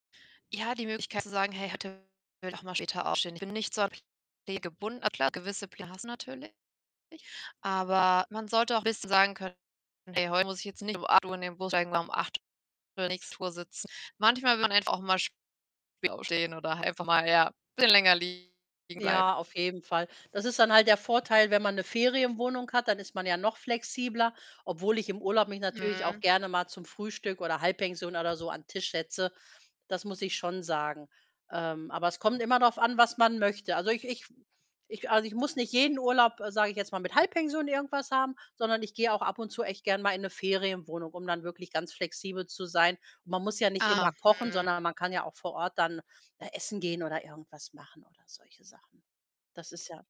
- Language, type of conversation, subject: German, unstructured, Was macht für dich einen perfekten Urlaub aus?
- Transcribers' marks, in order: distorted speech; unintelligible speech; static; other background noise